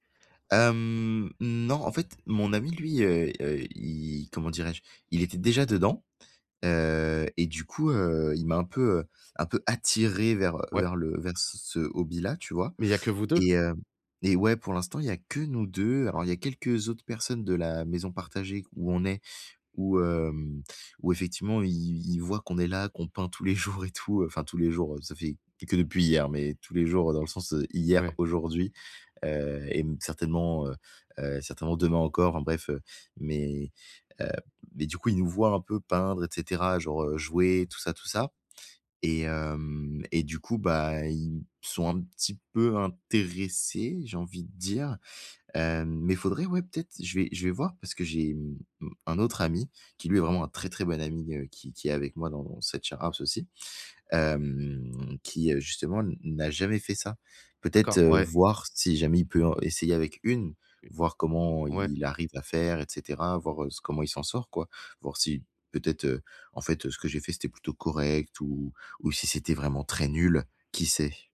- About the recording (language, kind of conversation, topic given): French, advice, Comment apprendre de mes erreurs sans me décourager quand j’ai peur d’échouer ?
- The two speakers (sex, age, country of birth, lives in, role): male, 20-24, France, France, user; male, 35-39, France, France, advisor
- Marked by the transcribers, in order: stressed: "attiré"; laughing while speaking: "tous les jours et tout, heu"; in English: "share house"; stressed: "très nul"